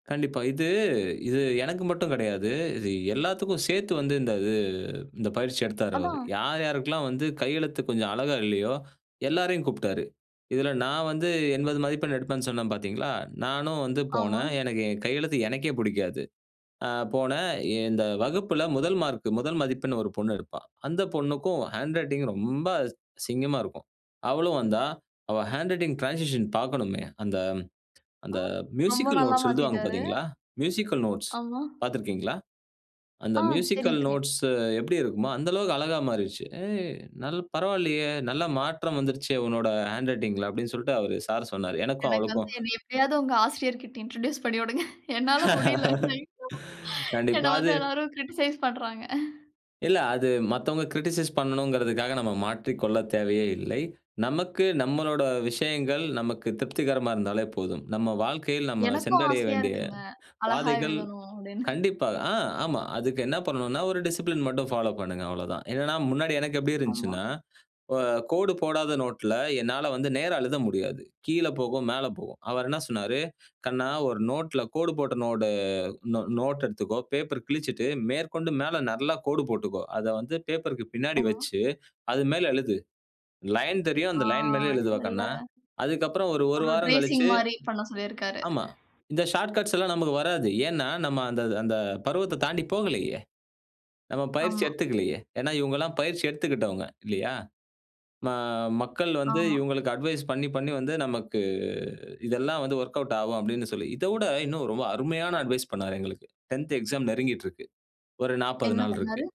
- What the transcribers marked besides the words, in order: in English: "ஹேண்ட் ரைட்டிங் டிரான்சிஷன்"; in English: "மியூசிக்கல் நோட்ஸ்"; in English: "மியூசிக்கல் நோட்ஸ்"; in English: "மியூசிக்கல் நோட்ஸ்"; laughing while speaking: "உங்க ஆசிரியர்க்கிட்ட இன்ட்ரோடியூஸ் பண்ணிவிடுங்க. என்னால முடியல என்ன வந்து எல்லாரும் கிரிட்டிசைஸ் பண்றாங்க"; in English: "இன்ட்ரோடியூஸ்"; laugh; unintelligible speech; in English: "கிரிட்டிசைஸ்"; in English: "கிரிட்டிசைஸ்"; other background noise; other noise; in English: "டிரேசிங்"; in English: "ஷார்ட்கட்ஸ்லாம்"; drawn out: "நமக்கு"; in English: "டென்த்"
- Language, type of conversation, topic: Tamil, podcast, ஒரு சிறந்த ஆசிரியர் உங்களுக்கு கற்றலை ரசிக்கச் செய்வதற்கு எப்படி உதவினார்?